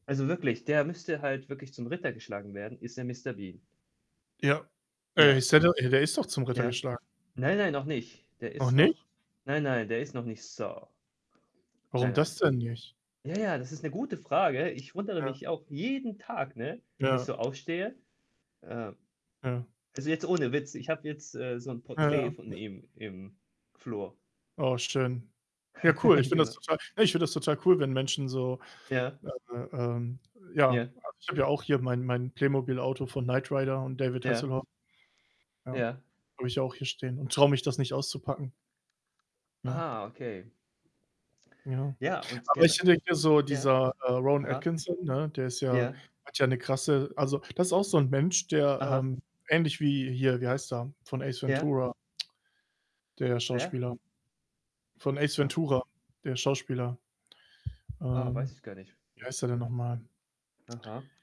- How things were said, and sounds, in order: static; other background noise; stressed: "jeden"; laugh; distorted speech; unintelligible speech; tapping; snort; unintelligible speech
- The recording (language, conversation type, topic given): German, unstructured, Welche Rolle spielt Humor in deinem Alltag?